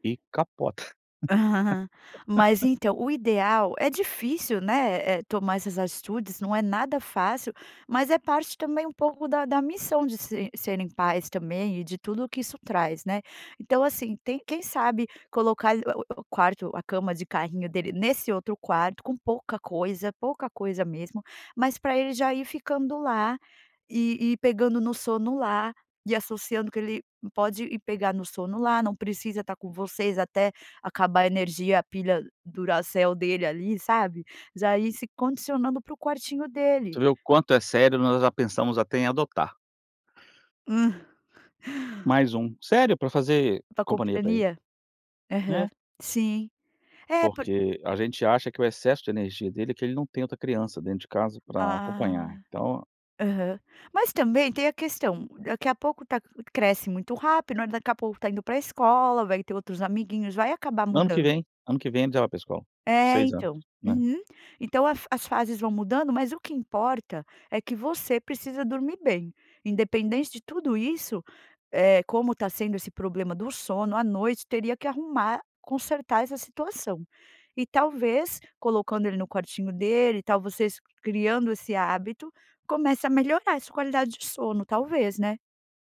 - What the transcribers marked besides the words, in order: laugh; tapping
- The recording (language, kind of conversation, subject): Portuguese, advice, Como o uso de eletrônicos à noite impede você de adormecer?